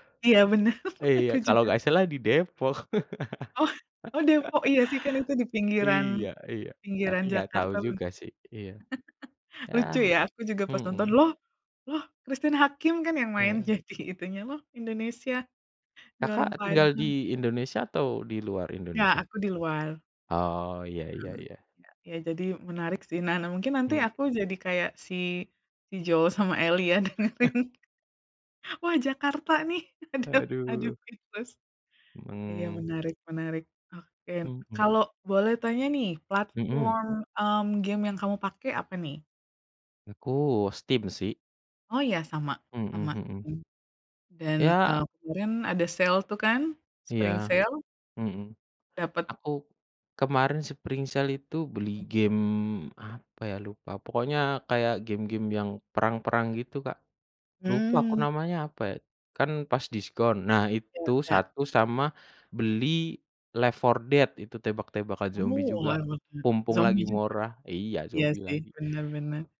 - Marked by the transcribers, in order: laughing while speaking: "bener. Aku juga"; laughing while speaking: "Oh"; laughing while speaking: "Depok"; laugh; chuckle; laughing while speaking: "jadi"; laughing while speaking: "dengerin"; chuckle; laughing while speaking: "aduh aduh"; in English: "speechless"; in English: "sale"; in English: "Spring sale?"; in English: "Spring Sale"; other background noise
- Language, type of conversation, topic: Indonesian, unstructured, Apa yang Anda cari dalam gim video yang bagus?
- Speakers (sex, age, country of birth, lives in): female, 35-39, Indonesia, United States; male, 25-29, Indonesia, Indonesia